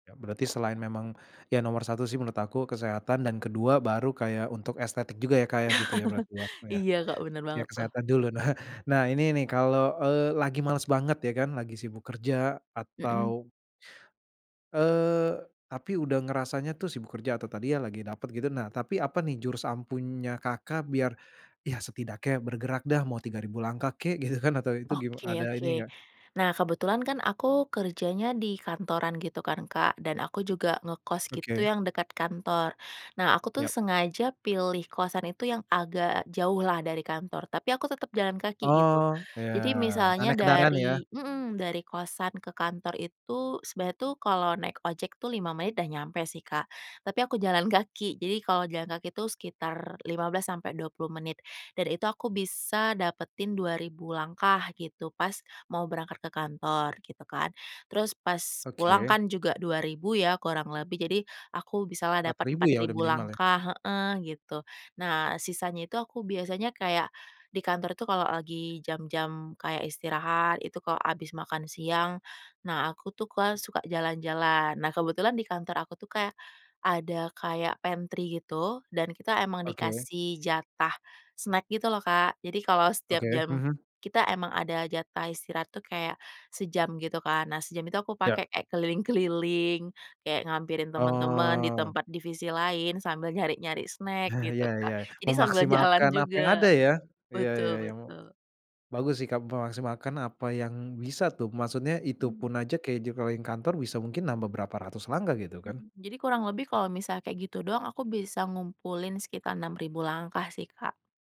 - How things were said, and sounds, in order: laugh; tapping; laughing while speaking: "dulu nah"; laughing while speaking: "gitu"; other background noise; in English: "pantry"; chuckle; laughing while speaking: "jalan"
- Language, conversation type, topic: Indonesian, podcast, Bagaimana cara kamu tetap disiplin berolahraga setiap minggu?